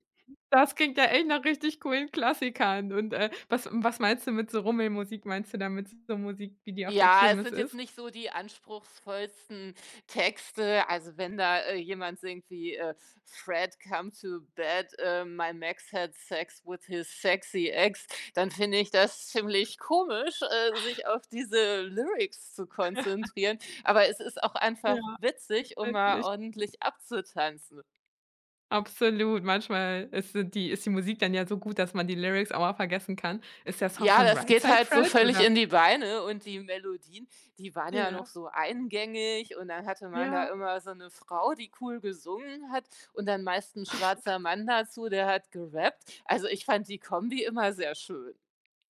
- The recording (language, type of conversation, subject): German, podcast, Wie stellst du eine Party-Playlist zusammen, die allen gefällt?
- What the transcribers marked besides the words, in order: other background noise; chuckle; snort